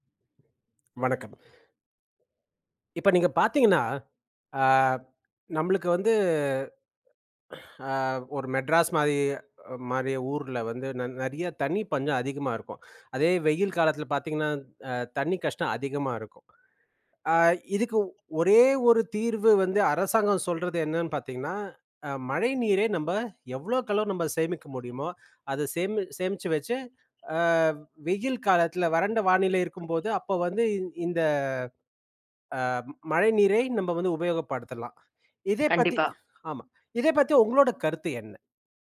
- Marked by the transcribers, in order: other background noise; exhale
- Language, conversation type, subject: Tamil, podcast, வீட்டில் மழைநீர் சேமிப்பை எளிய முறையில் எப்படி செய்யலாம்?